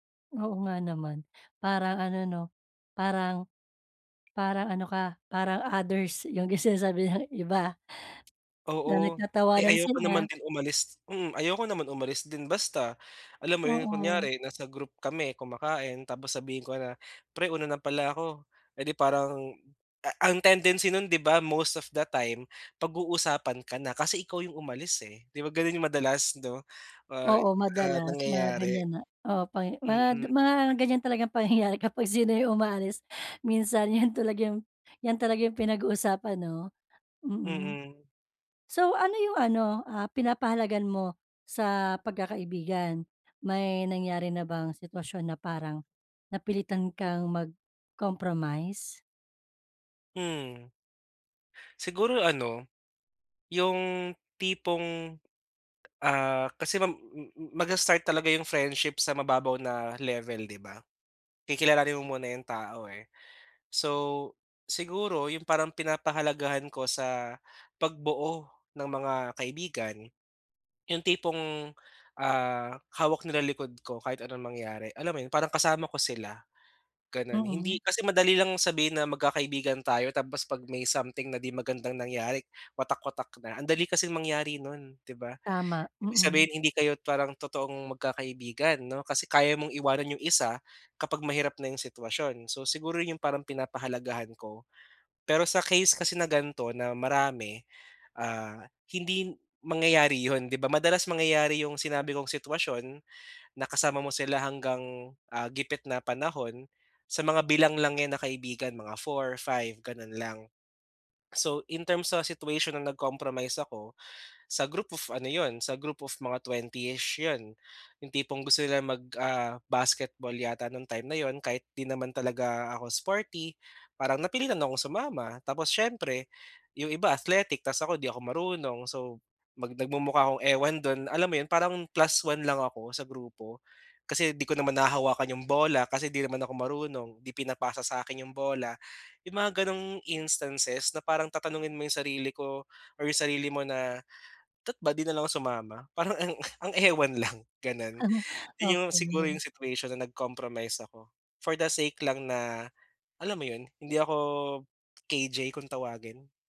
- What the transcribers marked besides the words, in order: none
- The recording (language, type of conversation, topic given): Filipino, advice, Paano ako mananatiling totoo sa sarili habang nakikisama sa mga kaibigan?